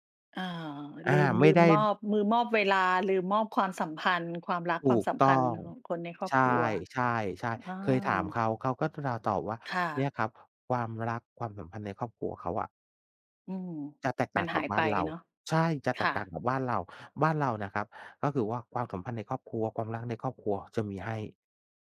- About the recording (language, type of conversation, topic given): Thai, unstructured, คุณคิดว่าระหว่างเงินกับความสุข อะไรสำคัญกว่ากัน?
- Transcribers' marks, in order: tapping